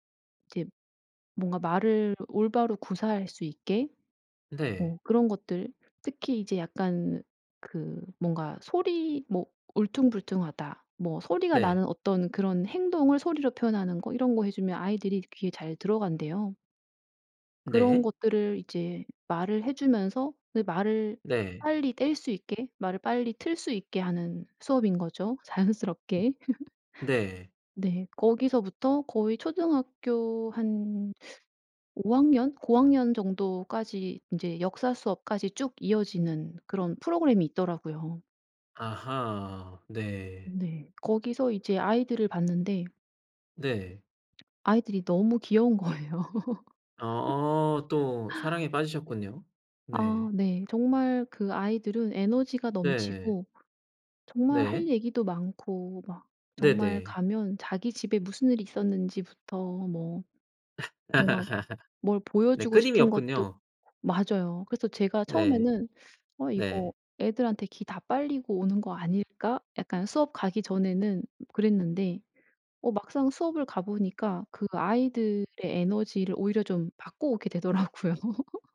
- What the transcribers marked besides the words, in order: laughing while speaking: "자연스럽게"; other background noise; laugh; tapping; laughing while speaking: "거예요"; laugh; laugh; laughing while speaking: "되더라고요"; laugh
- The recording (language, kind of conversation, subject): Korean, podcast, 퇴사를 결심하게 된 결정적인 신호는 무엇이었나요?